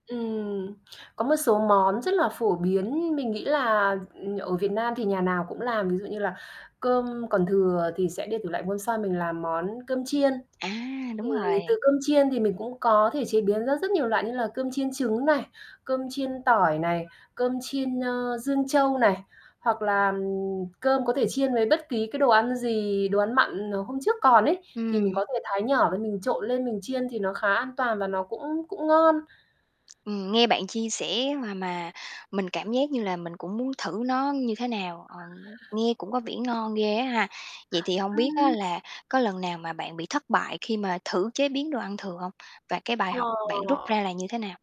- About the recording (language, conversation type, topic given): Vietnamese, podcast, Bạn thường biến đồ ăn thừa thành món mới như thế nào?
- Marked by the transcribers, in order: tapping; static; distorted speech; other background noise; other noise